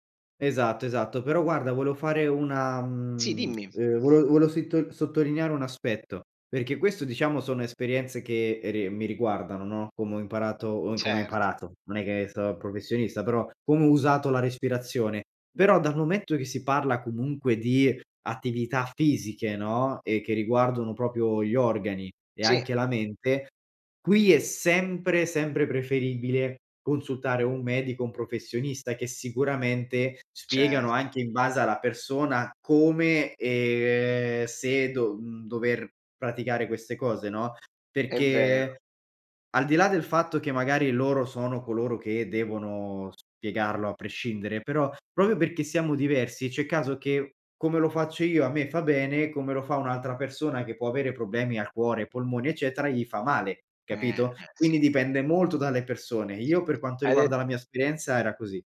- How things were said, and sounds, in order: tongue click; tapping; "perché" said as "peché"; "come" said as "como"; "come" said as "como"; "riguardano" said as "riguardono"; "proprio" said as "popio"; other background noise; "proprio" said as "propio"; "perché" said as "pecché"
- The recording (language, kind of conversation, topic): Italian, podcast, Come usi la respirazione per calmarti?
- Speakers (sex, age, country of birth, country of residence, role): male, 25-29, Italy, Italy, guest; male, 40-44, Italy, Germany, host